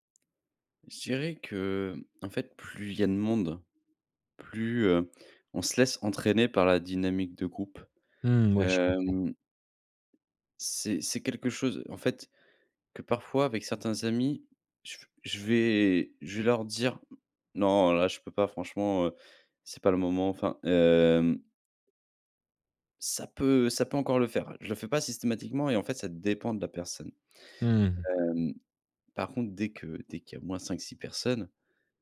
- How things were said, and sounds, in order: other background noise; tapping; stressed: "dépend"
- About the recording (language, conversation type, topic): French, advice, Comment éviter que la pression sociale n’influence mes dépenses et ne me pousse à trop dépenser ?